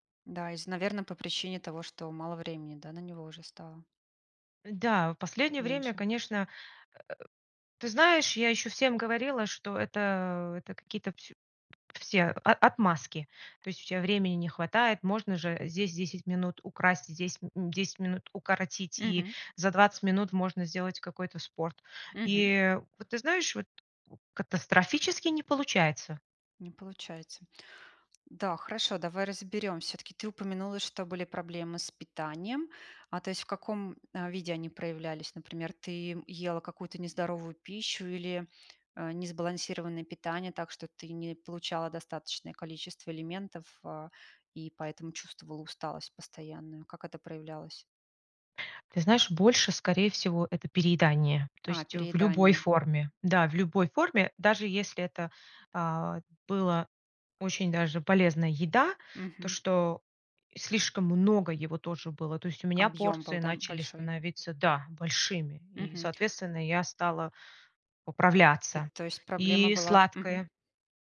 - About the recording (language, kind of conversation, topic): Russian, advice, Как перестать чувствовать вину за пропуски тренировок из-за усталости?
- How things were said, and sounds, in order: tapping